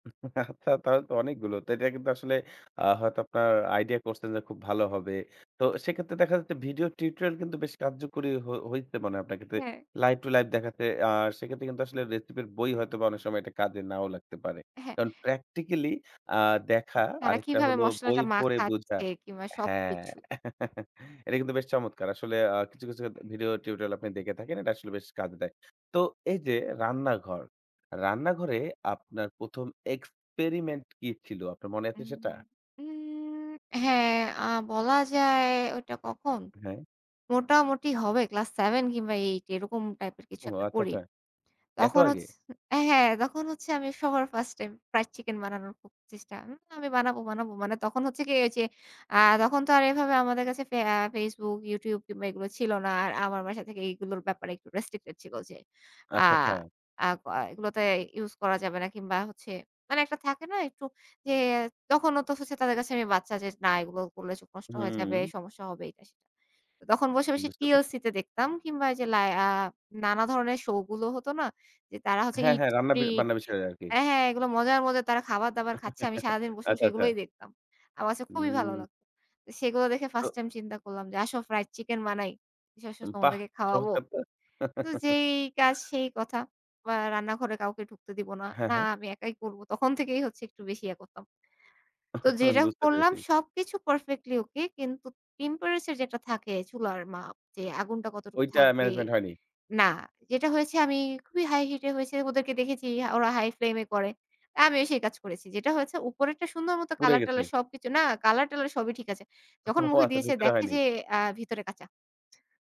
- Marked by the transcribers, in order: chuckle; tapping; in English: "live to live"; chuckle; other background noise; drawn out: "উম"; tsk; in English: "first time fried chicken"; in English: "eat free"; "রান্না" said as "বান্না"; chuckle; chuckle; chuckle; in English: "perfectly okay"; laughing while speaking: "ও আচ্ছা"
- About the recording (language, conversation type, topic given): Bengali, podcast, নতুন কোনো রান্নার রেসিপি করতে শুরু করলে আপনি কীভাবে শুরু করেন?